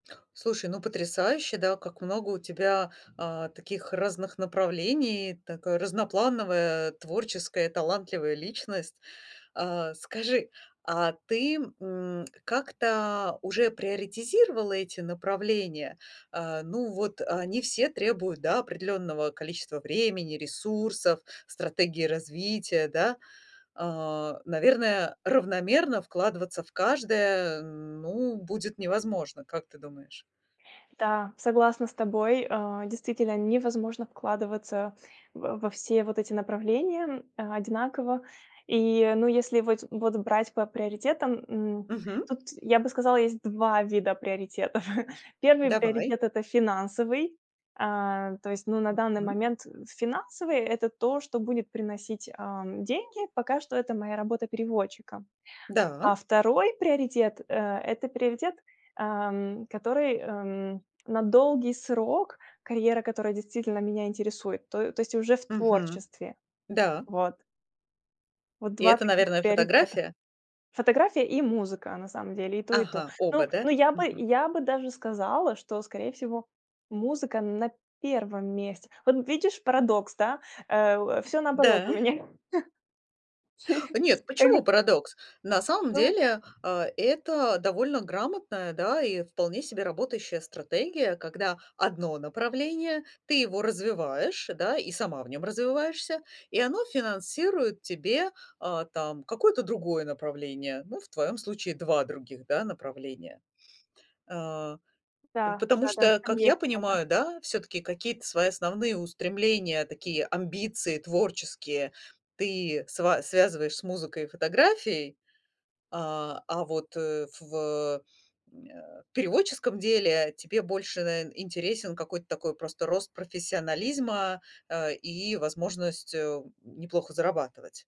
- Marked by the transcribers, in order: tapping; other background noise; chuckle; chuckle
- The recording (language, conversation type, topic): Russian, advice, Почему вам кажется, что ваша цель слишком большая и непосильная?